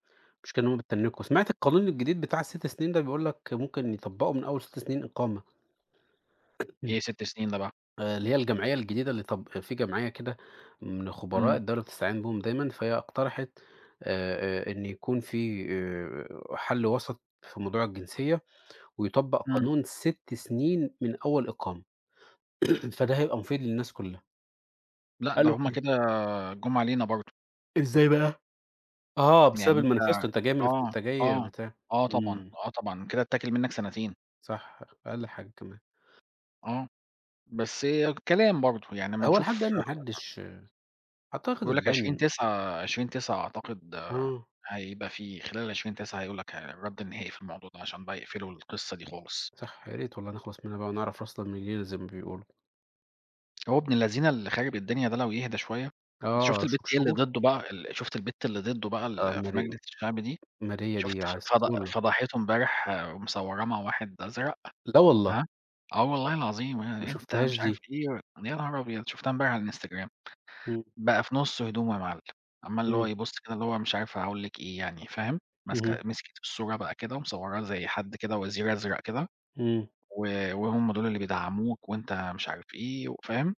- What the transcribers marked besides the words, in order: tapping; throat clearing; in English: "الmanifesto"; unintelligible speech
- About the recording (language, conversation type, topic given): Arabic, unstructured, هل شايف إن التفاوض في الشغل بيخلّي الأمور أحسن ولا أوحش؟